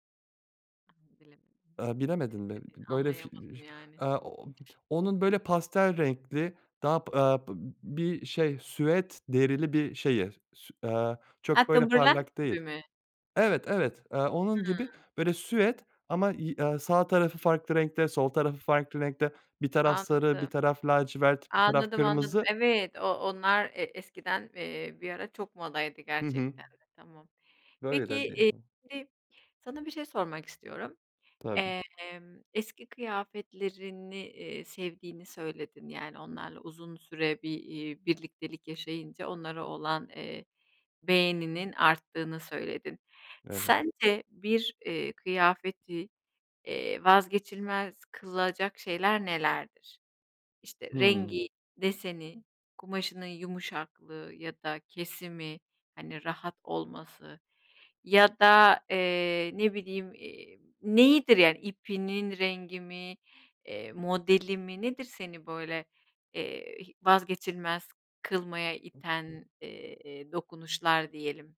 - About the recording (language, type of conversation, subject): Turkish, podcast, Hangi kıyafet seni daha neşeli hissettirir?
- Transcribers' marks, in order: other background noise